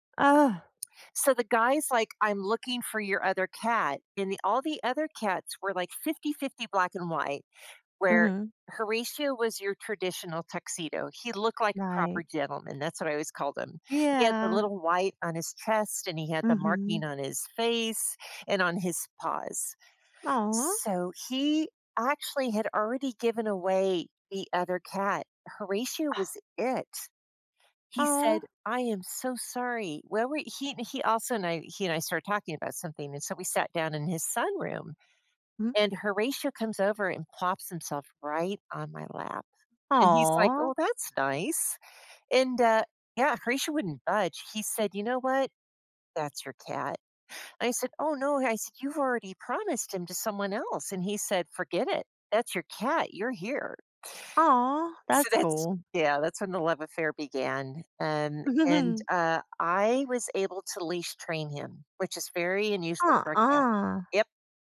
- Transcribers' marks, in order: scoff; giggle
- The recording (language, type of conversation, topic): English, unstructured, What pet qualities should I look for to be a great companion?